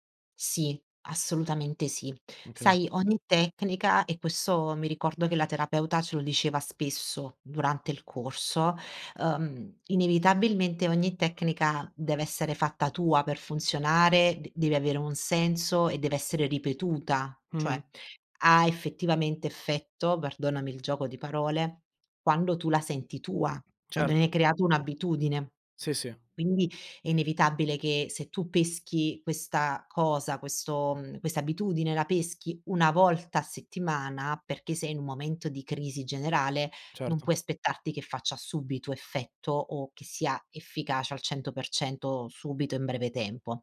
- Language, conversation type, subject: Italian, podcast, Come gestisci lo stress quando ti assale improvviso?
- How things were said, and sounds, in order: horn; "aspettarti" said as "spettarti"